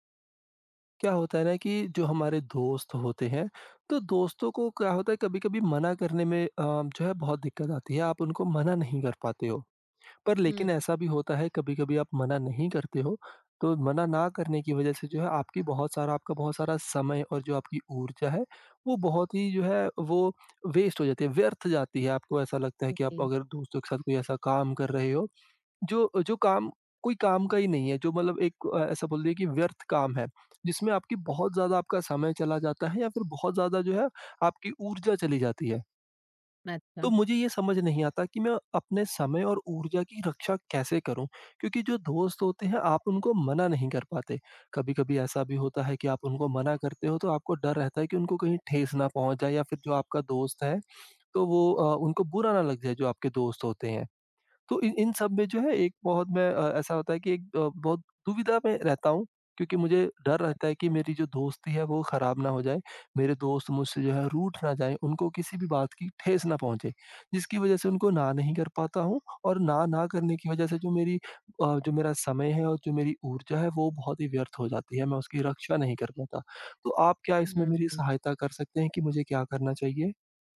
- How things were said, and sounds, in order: in English: "वेस्ट"; unintelligible speech; tapping
- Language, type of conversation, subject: Hindi, advice, मैं अपने दोस्तों के साथ समय और ऊर्जा कैसे बचा सकता/सकती हूँ बिना उन्हें ठेस पहुँचाए?